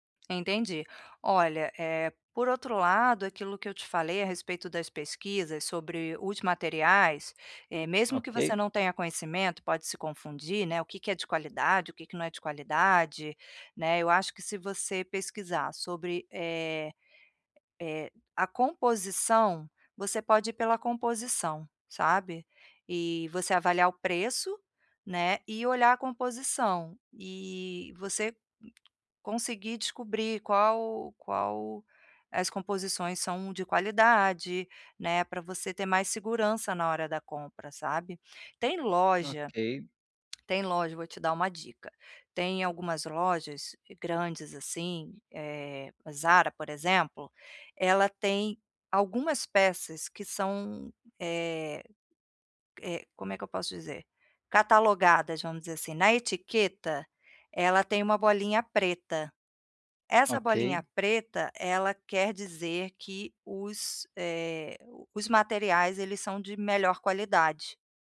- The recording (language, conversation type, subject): Portuguese, advice, Como posso comparar a qualidade e o preço antes de comprar?
- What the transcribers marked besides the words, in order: tapping